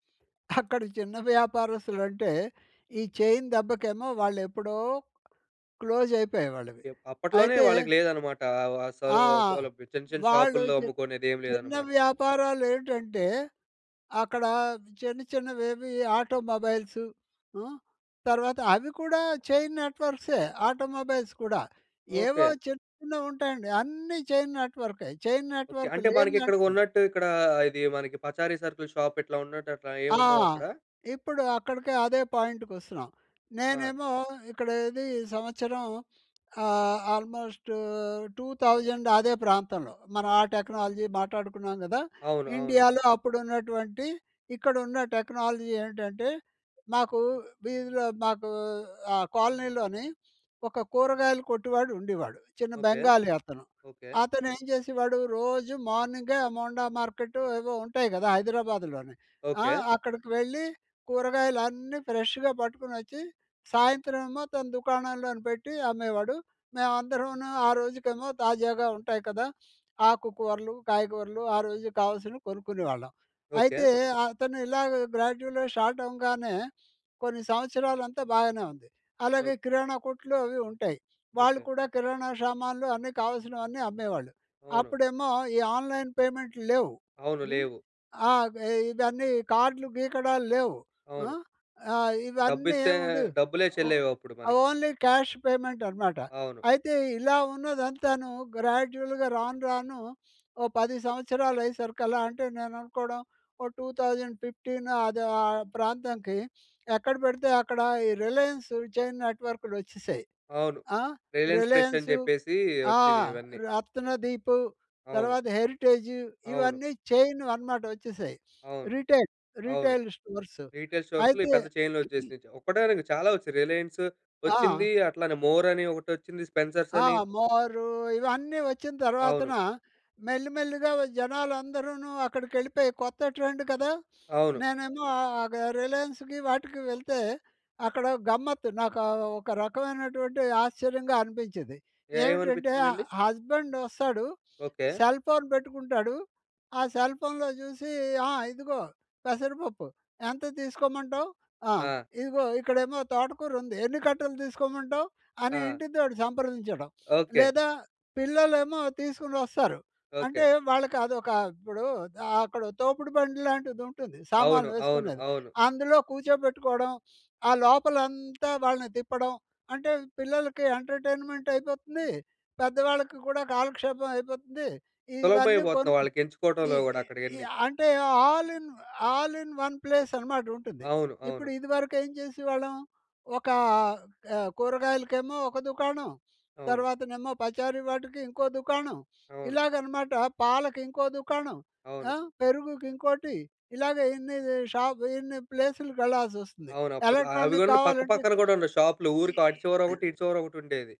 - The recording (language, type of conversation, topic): Telugu, podcast, టెక్నాలజీ చిన్న వ్యాపారాలను ఎలా మార్చుతోంది?
- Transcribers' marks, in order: in English: "చైన్"; in English: "క్లోజ్"; in English: "ఆటోమొబైల్స్"; in English: "ఆటోమొబైల్స్"; in English: "చైన్ నెట్వర్క్"; in English: "షాప్"; in English: "పాయింట్‌కి"; in English: "ఆల్మోస్ట్ టూ థౌసండ్"; in English: "టెక్నాలజీ"; in English: "టెక్నాలజీ"; in English: "కాలనీలోని"; in English: "ఫ్రెష్‌గా"; sniff; in English: "గ్రాడ్యువల్‌గా స్టార్ట్"; in English: "ఆన్‍లైన్"; in English: "ఓన్లీ క్యాష్ పేమెంట్"; in English: "గ్రాడ్యువల్‌గా"; tapping; in English: "టూ థౌసండ్ ఫిఫ్టీన్"; sniff; in English: "చైన్‌వి"; in English: "రీటైల్ స్టోర్స్‌లో"; sniff; in English: "రిటైల్ రిటైల్ స్టోర్స్"; other noise; in English: "స్పెన్సర్స్"; in English: "ట్రెండ్"; sniff; in English: "హస్బెండ్"; in English: "సెల్ ఫోన్"; in English: "సెల్ ఫోన్‌లో"; put-on voice: "ఆ! ఇదిగో పెసరపప్పు. ఎంత తీసుకోమంటావు? … ఎన్ని కట్టలు తీసుకోమంటావు?"; sniff; sniff; in English: "ఎంటర్టైన్మెంట్"; in English: "ఆల్ ఇన్ ఆల్ ఇన్ వన్ ప్లేస్"; in English: "షాప్"; in English: "ఎలక్ట్రానిక్"